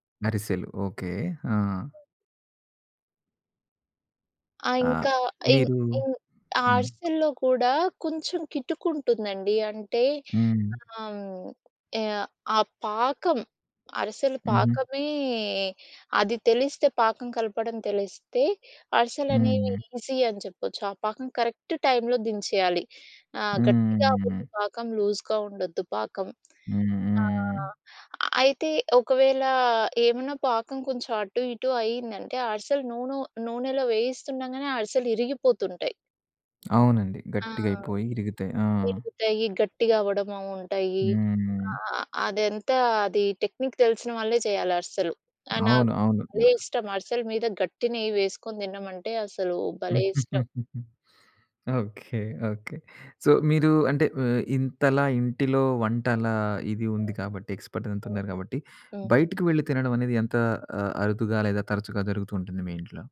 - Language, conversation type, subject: Telugu, podcast, మీ ఇంటి ప్రత్యేక వంటకం ఏది?
- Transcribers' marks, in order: in English: "ఈజీ"; in English: "కరెక్ట్"; in English: "లూజ్‌గా"; in English: "టెక్నిక్"; other background noise; giggle; laughing while speaking: "ఓకే. ఓకే"; in English: "సో"; in English: "ఎక్స్‌పర్ట్"